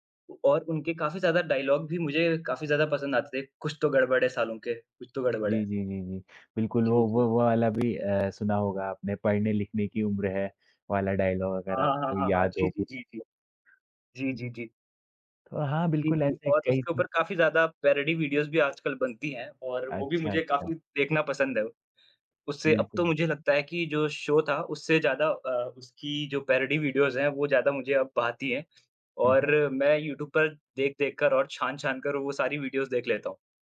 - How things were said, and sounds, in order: in English: "पैरॉडी वीडियोज़"; in English: "शो"; in English: "पैरॉडी वीडियोज़"; in English: "वीडियोज़"
- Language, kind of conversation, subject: Hindi, unstructured, आपका पसंदीदा दूरदर्शन कार्यक्रम कौन-सा है और क्यों?